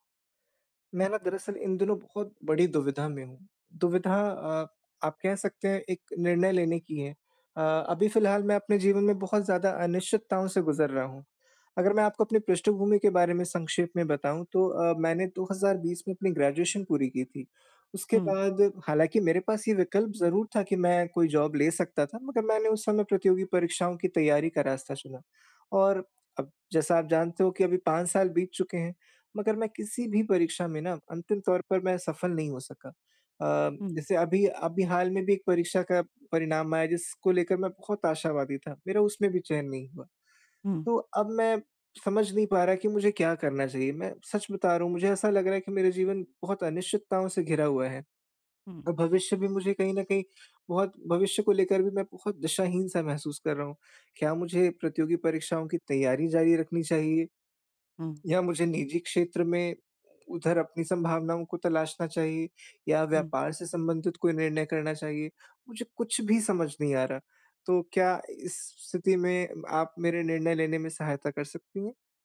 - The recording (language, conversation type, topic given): Hindi, advice, अनिश्चितता में निर्णय लेने की रणनीति
- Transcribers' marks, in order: in English: "ग्रेजुएशन"; in English: "जॉब"